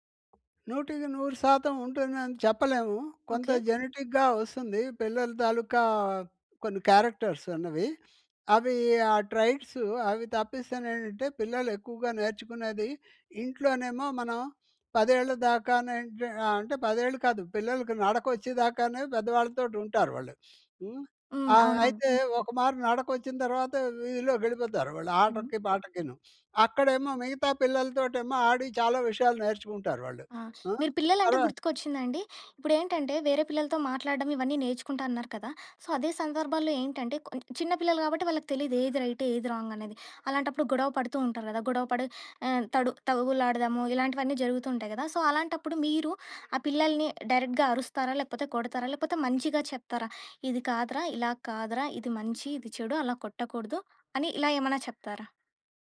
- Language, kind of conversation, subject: Telugu, podcast, మీ పిల్లలకు మీ ప్రత్యేకమైన మాటలు, ఆచారాలు ఎలా నేర్పిస్తారు?
- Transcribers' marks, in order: other background noise; in English: "జెనెటిక్‌గా"; in English: "క్యారెక్టర్స్"; sniff; in English: "ట్రైట్స్"; sniff; sniff; in English: "సో"; in English: "సో"; in English: "డైరెక్ట్‌గా"